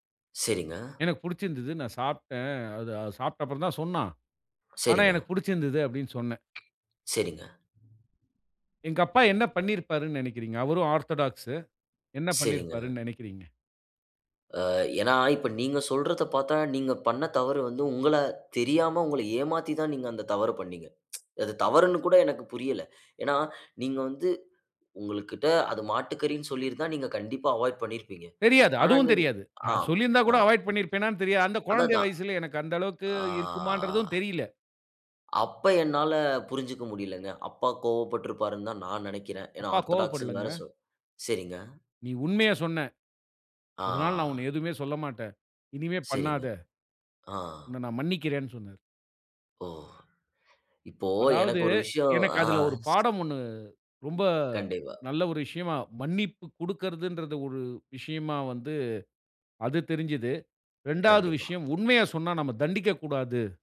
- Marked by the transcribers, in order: tapping; in English: "ஆர்த்தடாக்ஸூ"; tsk; in English: "அவாய்ட்"; in English: "அவாய்டு"; drawn out: "ஆ"; in English: "ஆர்தடாக்ஸ்ன்னு"; drawn out: "அ"
- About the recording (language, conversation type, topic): Tamil, podcast, மன்னிப்பு உங்கள் வாழ்க்கைக்கு எப்படி வந்தது?